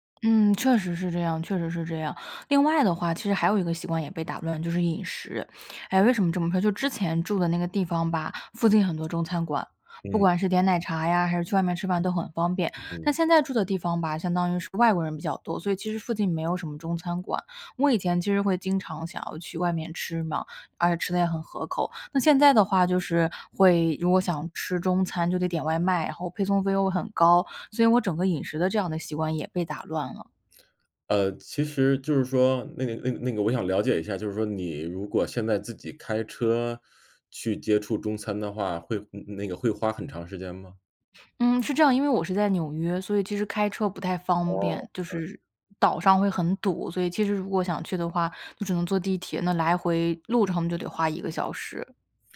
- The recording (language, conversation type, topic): Chinese, advice, 旅行或搬家后，我该怎么更快恢复健康习惯？
- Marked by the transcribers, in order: none